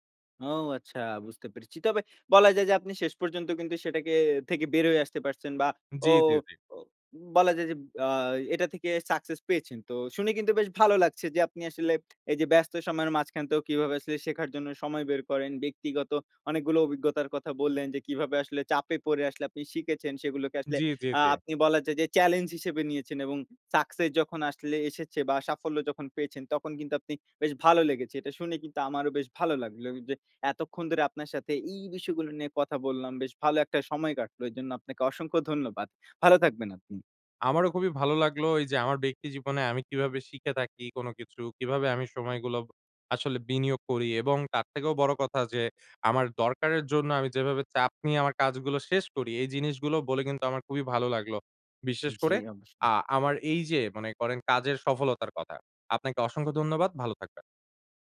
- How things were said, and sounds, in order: lip smack; tapping; "শিখেছেন" said as "শিখেচেন"
- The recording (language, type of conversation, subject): Bengali, podcast, ব্যস্ত জীবনে আপনি শেখার জন্য সময় কীভাবে বের করেন?